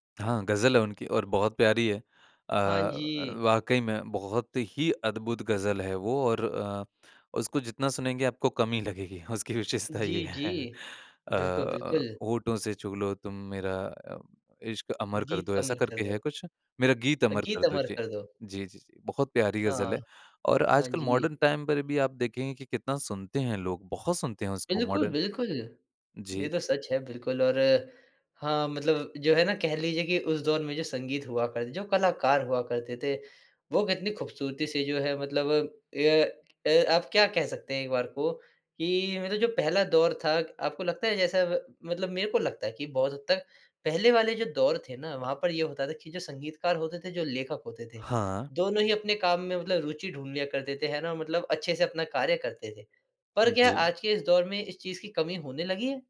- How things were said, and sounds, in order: laughing while speaking: "लगेगी। उसकी विशेषता ये है"; in English: "मॉडर्न टाइम"; in English: "मॉडर्न"
- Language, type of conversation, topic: Hindi, podcast, आप नया संगीत कैसे ढूँढते हैं?